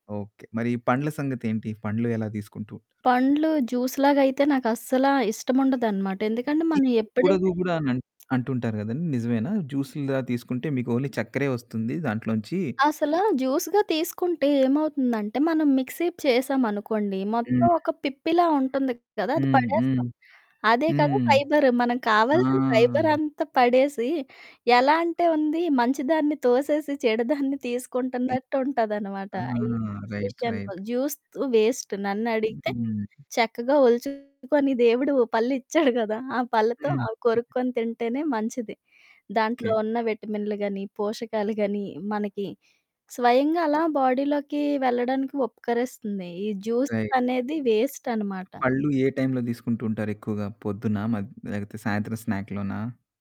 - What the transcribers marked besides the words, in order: distorted speech; lip smack; in English: "జ్యూస్‌గా"; other background noise; in English: "ఫైబర్"; laughing while speaking: "దాన్ని"; in English: "రైట్. రైట్"; in English: "జ్యూస్"; in English: "వేస్ట్"; laughing while speaking: "పళ్ళిచ్చాడు గదా!"; in English: "బాడీలోకీ"; in English: "రైట్"; in English: "స్నాక్‌లోనా?"
- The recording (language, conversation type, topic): Telugu, podcast, మీ రోజువారీ ఆహారంలో పండ్లు, కూరగాయలను ఎలా చేర్చుకుంటారు?